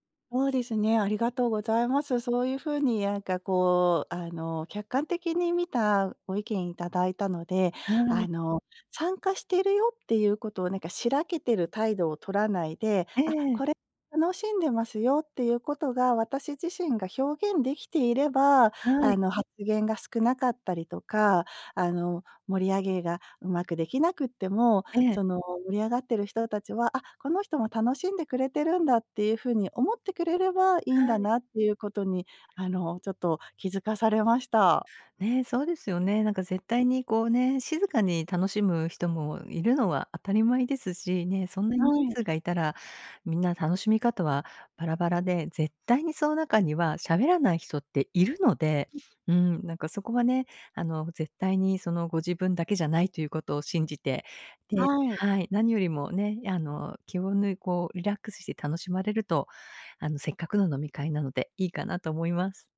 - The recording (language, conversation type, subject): Japanese, advice, 大勢の場で会話を自然に続けるにはどうすればよいですか？
- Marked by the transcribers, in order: other noise; other background noise; unintelligible speech